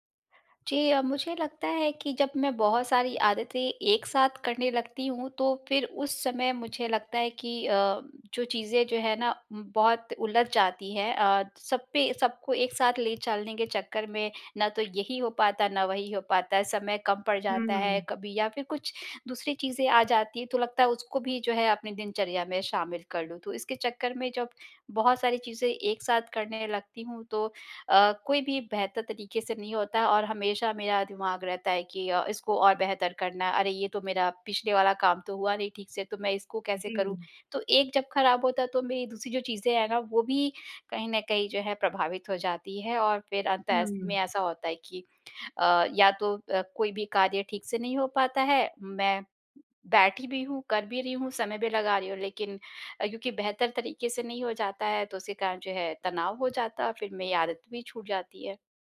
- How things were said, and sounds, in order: none
- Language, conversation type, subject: Hindi, advice, दिनचर्या लिखने और आदतें दर्ज करने की आदत कैसे टूट गई?
- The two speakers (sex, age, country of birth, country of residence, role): female, 25-29, India, India, advisor; female, 35-39, India, India, user